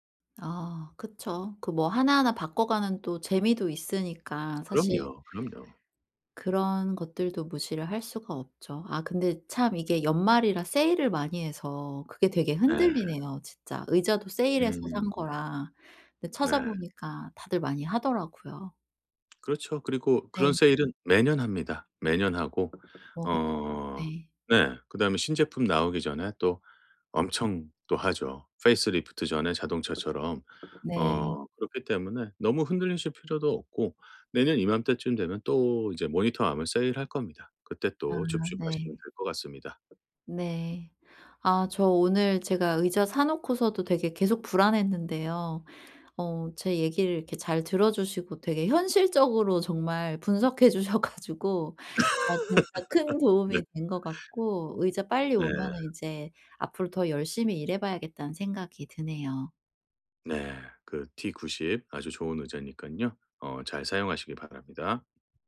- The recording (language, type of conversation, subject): Korean, advice, 쇼핑할 때 결정을 못 내리겠을 때 어떻게 하면 좋을까요?
- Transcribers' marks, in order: tapping; put-on voice: "페이스리프트"; in English: "페이스리프트"; laughing while speaking: "가지고"; laugh